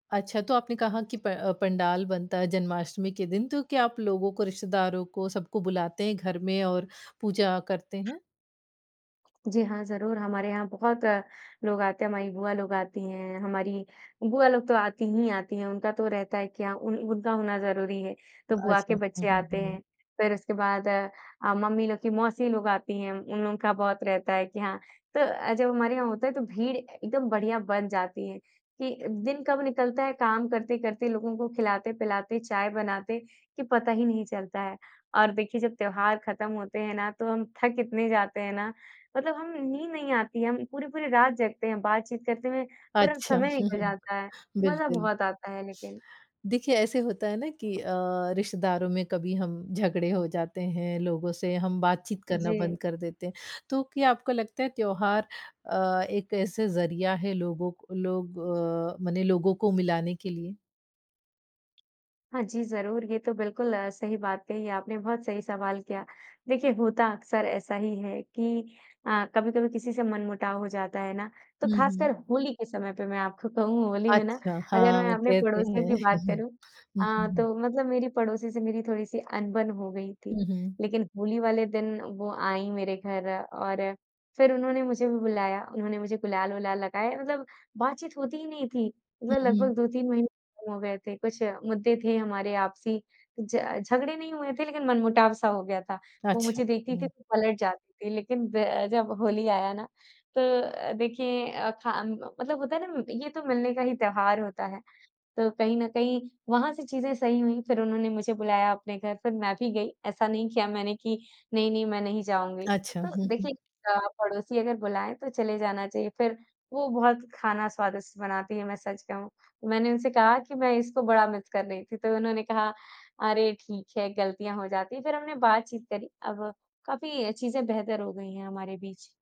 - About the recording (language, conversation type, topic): Hindi, podcast, त्योहारों ने लोगों को करीब लाने में कैसे मदद की है?
- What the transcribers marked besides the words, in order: other background noise; tapping; chuckle